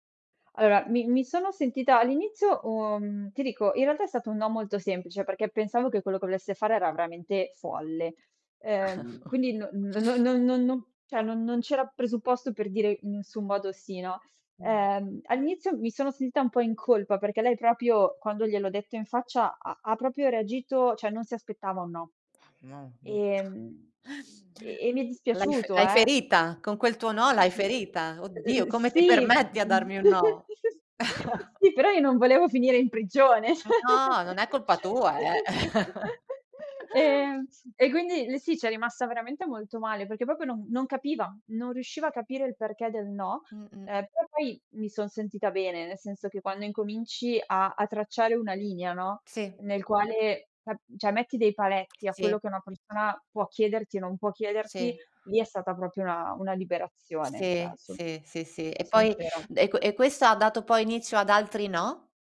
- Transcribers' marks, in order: "Allora" said as "alora"; chuckle; other background noise; "cioè" said as "ceh"; "sentita" said as "sinta"; "proprio" said as "propio"; "proprio" said as "propio"; unintelligible speech; "cioè" said as "ceh"; tapping; chuckle; unintelligible speech; chuckle; laughing while speaking: "ceh!"; "cioè" said as "ceh"; chuckle; chuckle; "proprio" said as "popo"; unintelligible speech; "cioè" said as "ceh"; "proprio" said as "propio"; "cioè" said as "ceh"
- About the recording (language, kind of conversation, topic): Italian, podcast, Come si impara a dire no senza sentirsi in colpa?